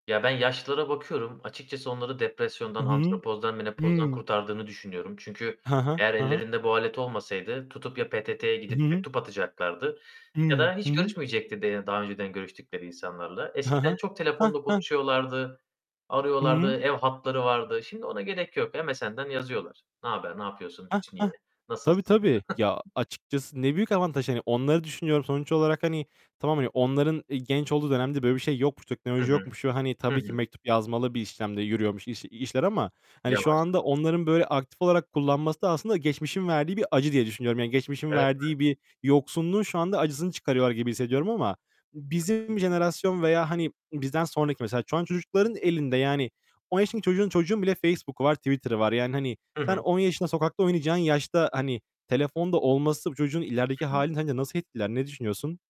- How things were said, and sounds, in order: distorted speech; giggle; other background noise; tapping
- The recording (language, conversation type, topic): Turkish, unstructured, Sosyal medyanın ruh sağlığımız üzerindeki etkisi sizce nasıl?